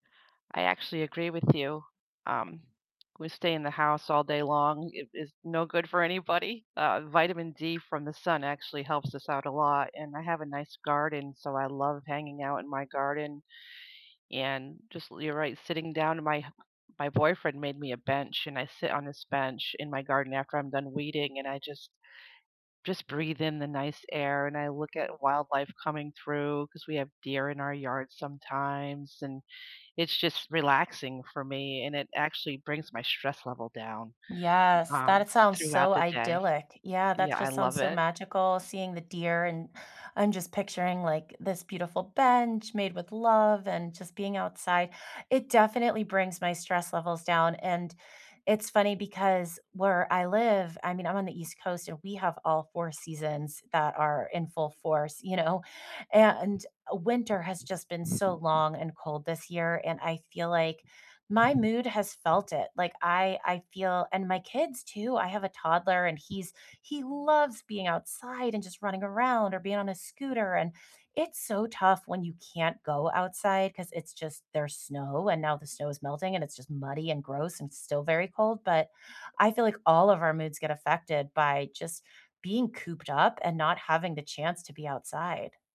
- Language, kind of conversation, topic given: English, unstructured, How can spending time in nature improve your mood?
- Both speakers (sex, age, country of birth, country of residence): female, 35-39, United States, United States; female, 55-59, United States, United States
- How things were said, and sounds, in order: tapping; other background noise